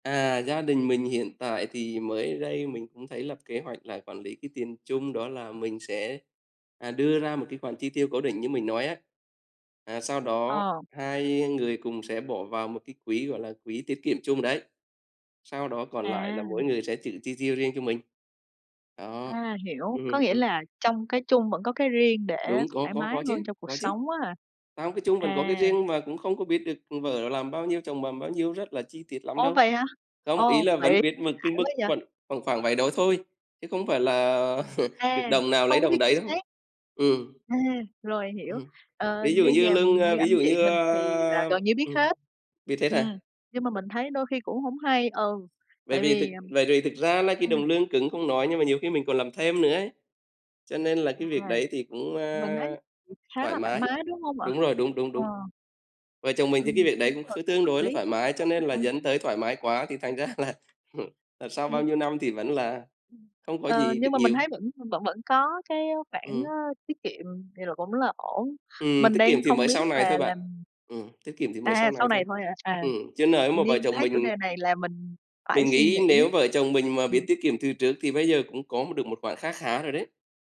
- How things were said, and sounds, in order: other background noise; tapping; "tự" said as "chự"; "làm" said as "bàm"; laugh; unintelligible speech; laughing while speaking: "ra là"; chuckle
- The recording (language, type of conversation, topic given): Vietnamese, unstructured, Bạn nghĩ sao về việc bắt đầu tiết kiệm tiền từ khi còn trẻ?